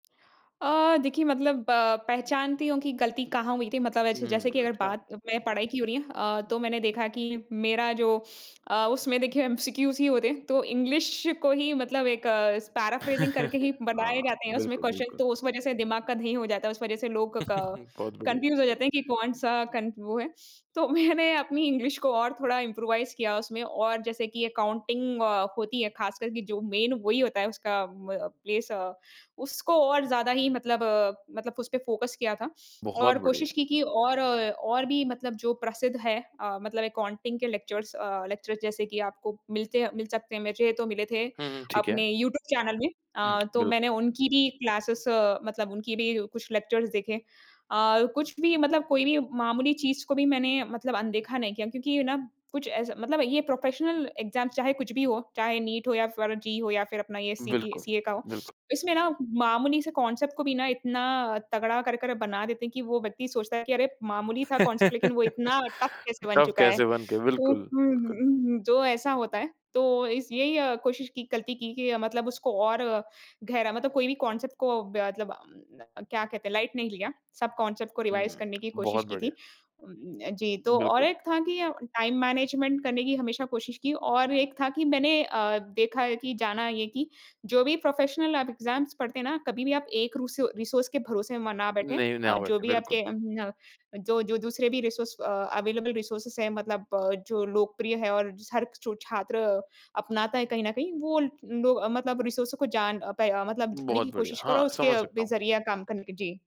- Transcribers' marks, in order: in English: "पैराफ्रेजिंग"; other background noise; laugh; in English: "क्वेश्चन"; chuckle; in English: "क कन्फ्यूज"; laughing while speaking: "तो मैंने अपनी"; in English: "इम्प्रोवाइज़"; in English: "अकाउंटिंग"; in English: "प्लेस"; in English: "फ़ोकस"; in English: "अकाउंटिंग"; in English: "लेक्चरर्स"; in English: "लेक्चरर्स"; tapping; in English: "क्लासेज़"; in English: "लेक्चर्स"; in English: "प्रोफ़ेशनल एग्ज़ाम"; in English: "कॉन्सेप्ट"; laugh; in English: "टफ"; in English: "कॉन्सेप्ट"; in English: "टफ"; in English: "कॉन्सेप्ट"; in English: "कॉन्सेप्ट"; in English: "रिवाइज़"; in English: "टाइम मैनेजमेंट"; in English: "प्रोफ़ेशनल"; in English: "एग्ज़ाम्स"; in English: "रिसोर्स"; in English: "रिसोर्स अवेलेबल रिसोर्सेज़"; in English: "रिसोर्सो"
- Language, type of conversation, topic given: Hindi, podcast, फिर से शुरुआत करने की हिम्मत आप कैसे जुटाते हैं?